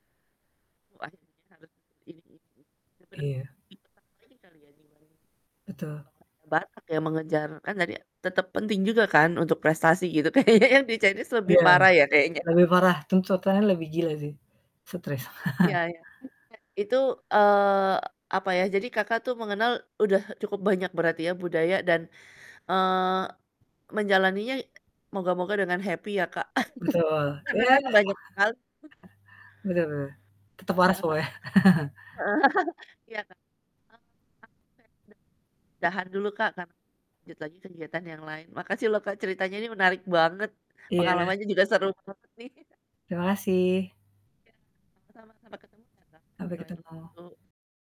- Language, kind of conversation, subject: Indonesian, podcast, Apa yang membantu seseorang merasa di rumah saat hidup dalam dua budaya?
- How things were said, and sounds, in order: unintelligible speech; unintelligible speech; laughing while speaking: "kayaknya"; chuckle; unintelligible speech; other background noise; in English: "happy"; chuckle; distorted speech; tapping; mechanical hum; chuckle; unintelligible speech; chuckle